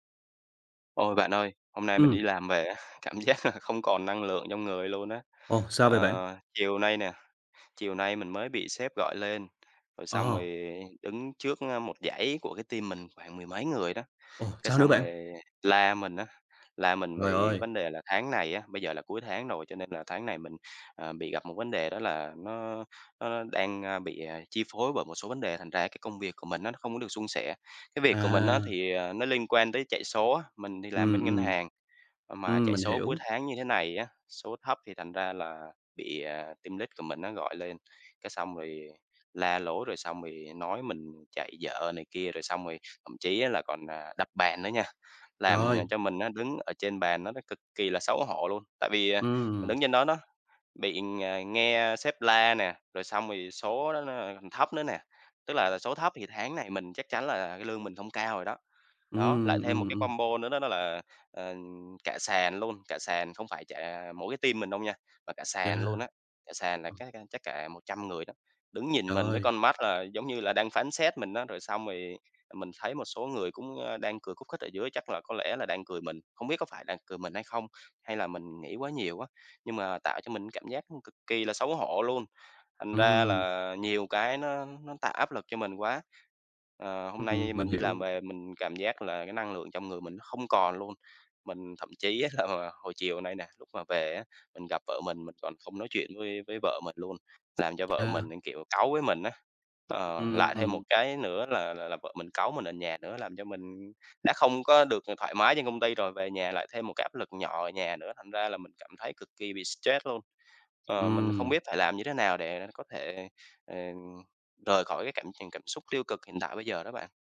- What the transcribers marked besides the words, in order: laughing while speaking: "giác là"; tapping; in English: "team"; other background noise; in English: "team lead"; in English: "team"; laughing while speaking: "á, là"; "cũng" said as "nẫn"
- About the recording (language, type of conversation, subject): Vietnamese, advice, Mình nên làm gì khi bị sếp chỉ trích công việc trước mặt đồng nghiệp khiến mình xấu hổ và bối rối?